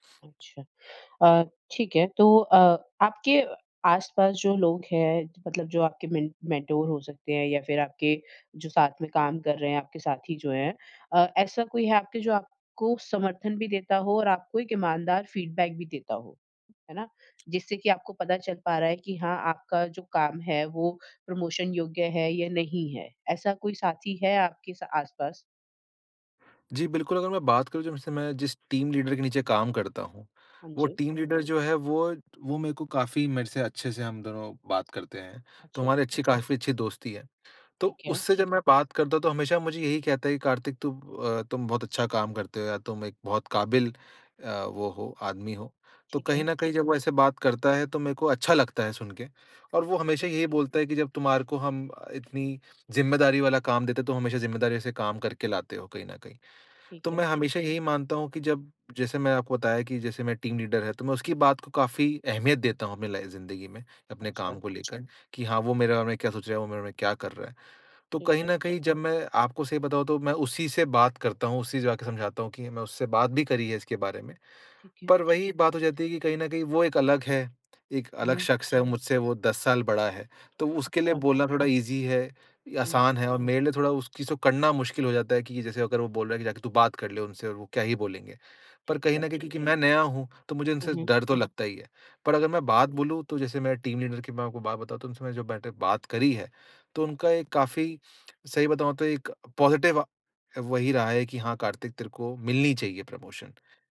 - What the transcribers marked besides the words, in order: in English: "मेंट मेंटोर"; in English: "फ़ीडबैक"; in English: "प्रमोशन"; in English: "टीम लीडर"; in English: "टीम लीडर"; in English: "टीम लीडर"; in English: "ईज़ी"; in English: "टीम लीडर"; in English: "पॉज़िटिव"
- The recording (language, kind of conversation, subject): Hindi, advice, प्रमोशन के लिए आवेदन करते समय आपको असुरक्षा क्यों महसूस होती है?